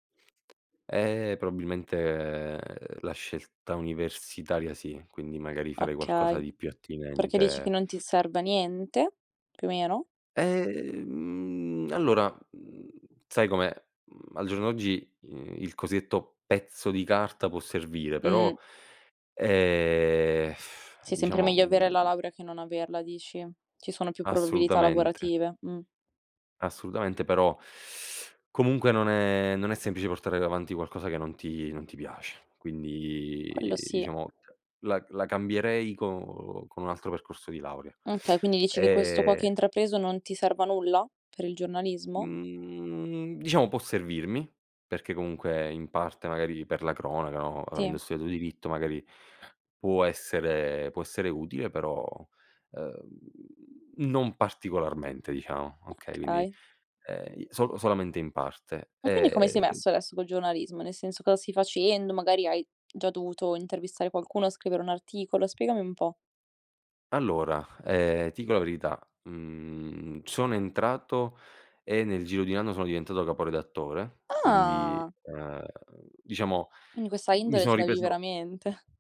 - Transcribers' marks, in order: other background noise; drawn out: "Ehm"; drawn out: "ehm"; lip trill; teeth sucking; drawn out: "quindi"; "cioè" said as "ceh"; drawn out: "E"; drawn out: "Mhmm"; tapping; surprised: "Ah"
- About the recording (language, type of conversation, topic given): Italian, podcast, Qual è stata una piccola scelta che ti ha cambiato la vita?